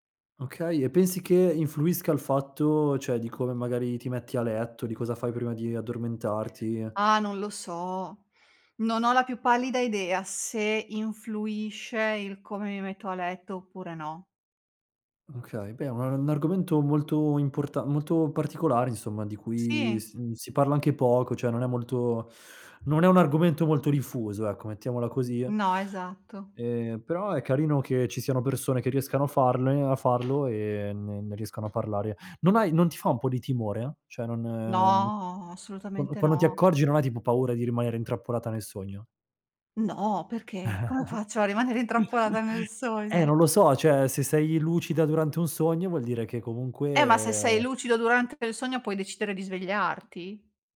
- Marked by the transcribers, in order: "cioè" said as "ceh"; other background noise; tapping; drawn out: "No"; chuckle; "cioè" said as "ceh"; drawn out: "comunque"
- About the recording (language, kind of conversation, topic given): Italian, podcast, Che ruolo ha il sonno nel tuo equilibrio mentale?